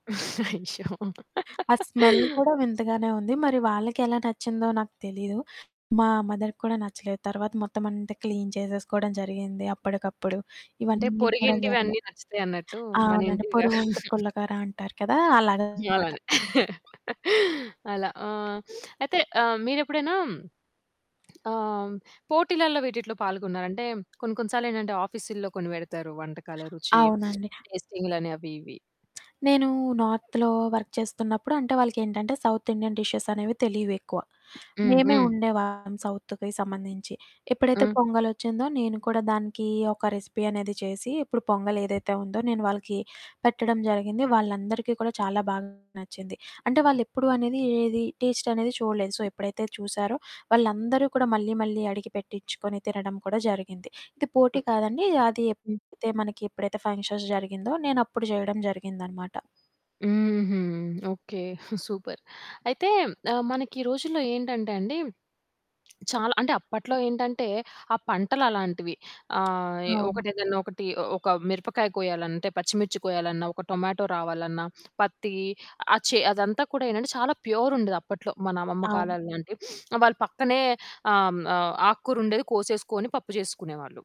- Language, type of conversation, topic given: Telugu, podcast, పాత కుటుంబ వంటకాలను కొత్త ప్రయోగాలతో మీరు ఎలా మేళవిస్తారు?
- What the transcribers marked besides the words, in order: static; in English: "స్మెల్"; laugh; other background noise; in English: "మదర్‌కి"; in English: "క్లీన్"; chuckle; distorted speech; sniff; in English: "టేస్టింగ్‌లని"; in English: "నార్త్‌లో వర్క్"; in English: "సౌత్ ఇండియన్"; in English: "సౌత్‌వి"; in English: "రెసిపీ"; in English: "సో"; in English: "ఫంక్షన్స్"; in English: "సూపర్"; horn; sniff